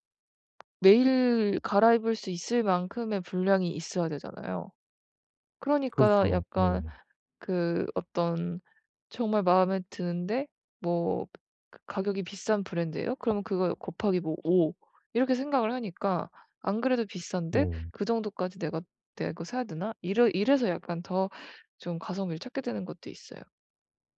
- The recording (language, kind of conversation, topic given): Korean, advice, 예산이 한정된 상황에서 어떻게 하면 좋은 선택을 할 수 있을까요?
- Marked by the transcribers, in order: tapping; other background noise